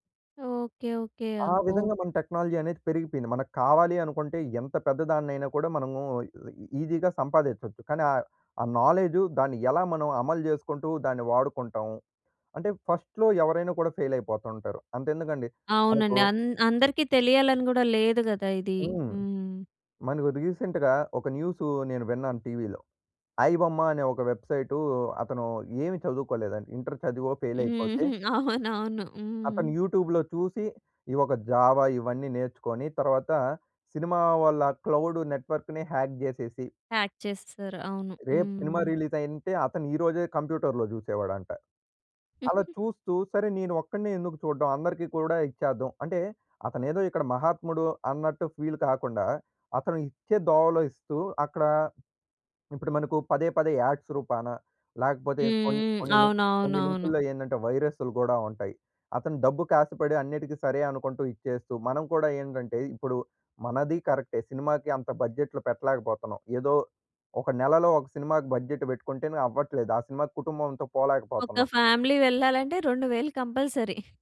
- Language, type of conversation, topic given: Telugu, podcast, మీరు మొదట టెక్నాలజీని ఎందుకు వ్యతిరేకించారు, తర్వాత దాన్ని ఎలా స్వీకరించి ఉపయోగించడం ప్రారంభించారు?
- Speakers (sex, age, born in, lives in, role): female, 30-34, India, India, host; male, 20-24, India, India, guest
- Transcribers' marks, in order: in English: "టెక్నాలజీ"; in English: "ఈ ఈజీగా"; in English: "ఫస్ట్‌లో"; in English: "రీసెంట్‌గా"; laughing while speaking: "అవునవును"; in English: "యూట్యూబ్‌లో"; in English: "జావా"; in English: "క్లౌడ్ నెట్వర్క్‌ని హ్యాక్"; in English: "ప్యాక్"; giggle; in English: "ఫీల్"; in English: "యాడ్స్"; in English: "బడ్జెట్"; in English: "ఫ్యామిలీ"; in English: "కంపల్సరీ"